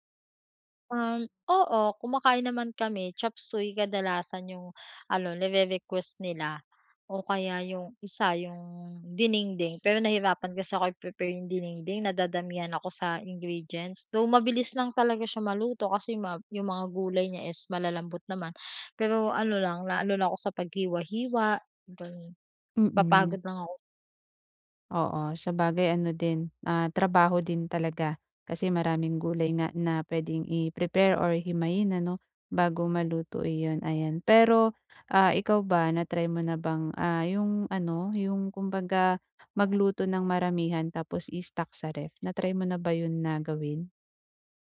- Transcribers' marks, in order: drawn out: "yung"; bird; other background noise
- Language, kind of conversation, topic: Filipino, advice, Paano ako makakaplano ng masustansiya at abot-kayang pagkain araw-araw?